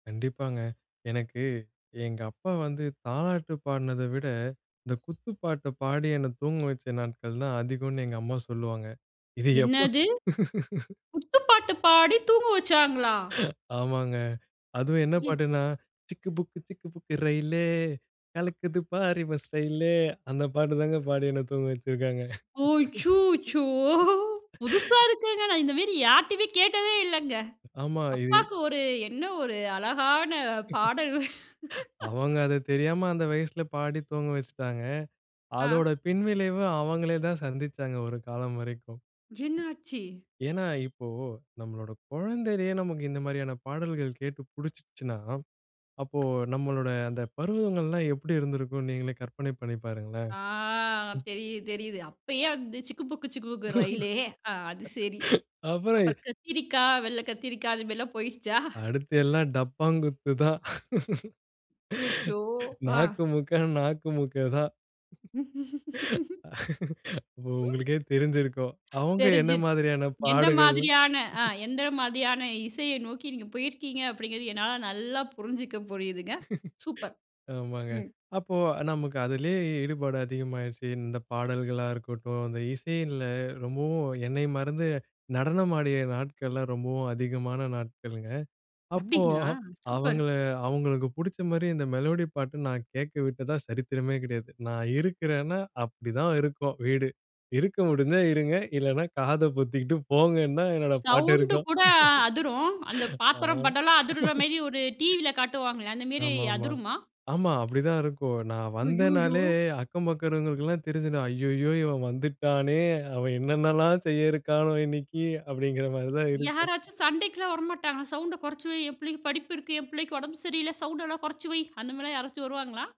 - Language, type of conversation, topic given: Tamil, podcast, குடும்பம் உங்கள் இசை ரசனையை எப்படிப் பாதிக்கிறது?
- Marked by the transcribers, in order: surprised: "என்னது! குத்துப்பாட்டு பாடி தூங்க வச்சாங்களா?"; laughing while speaking: "இத எப்ப ஸ்"; tapping; laugh; singing: "சிக்கு புக்கு சிக்கு புக்கு ரெயிலே கலக்குது பார் இவ ஸ்டைலு"; laughing while speaking: "அந்த பாட்டு தாங்க பாடி என்ன தூங்க வைச்ச்சிருக்காங்க"; surprised: "அச்சோச்சோ! புதுசா இருக்குங்க"; laughing while speaking: "நான் இந்த மாரி யார்கிட்டயுமே கேட்டதே இல்லங்க. அப்பாக்கு ஒரு என்ன ஒரு அழகான பாடல்!"; chuckle; horn; drawn out: "ஆ"; singing: "சிக்கு புக்கு சிக்குபுக்கு ரயிலே"; laughing while speaking: "அப்புறம், எ"; chuckle; singing: "கத்திரிக்காய் வெள்ளை கத்திரிக்கா"; laughing while speaking: "போயிடுச்சா?"; other background noise; laughing while speaking: "நாக்குமுக்க, நாக்கு மூக்கா தான். ஓ உங்களுக்கே தெரிஞ்சருக்கும். அவங்க என்ன மாதிரியான பாடுகள்"; laugh; other noise; laugh; in English: "மெலோடி"; laughing while speaking: "அப்படி தான் இருக்கும் வீடு இருக்க … பாட்டு இருக்கும். ஆ"; surprised: "ஐய்யய்யோ!"; laughing while speaking: "ஐய்யயோ! இவன் வந்துட்டானே, அவன் என்னென்னல்லாம் செய்ய இருக்கானோ இன்னிக்கி!"